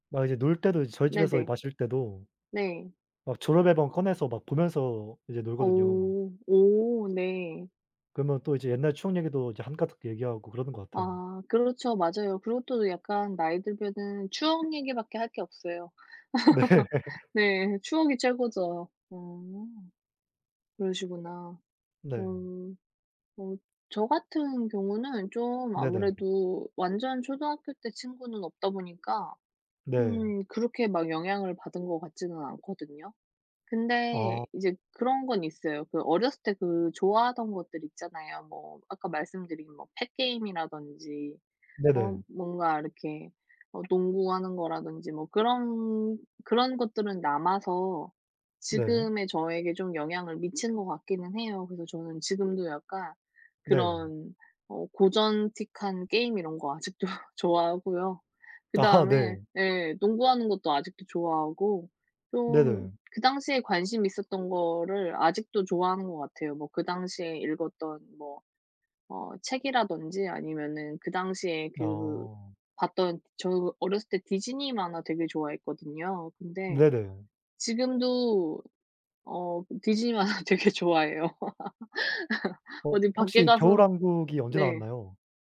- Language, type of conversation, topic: Korean, unstructured, 어린 시절에 가장 기억에 남는 순간은 무엇인가요?
- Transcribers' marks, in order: tapping; laugh; laughing while speaking: "아직도 좋아하고요"; laughing while speaking: "디즈니 만화 되게 좋아해요"; laugh